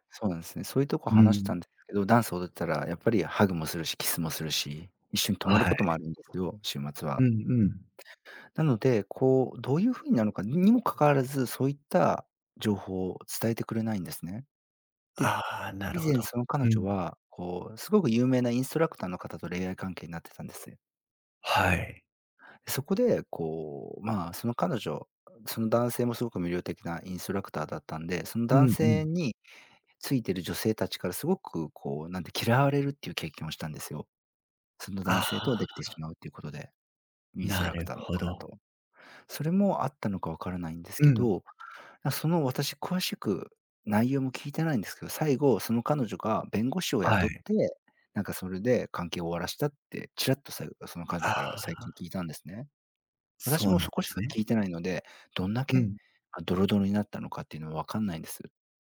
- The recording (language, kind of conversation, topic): Japanese, advice, 信頼を損なう出来事があり、不安を感じていますが、どうすればよいですか？
- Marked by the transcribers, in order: none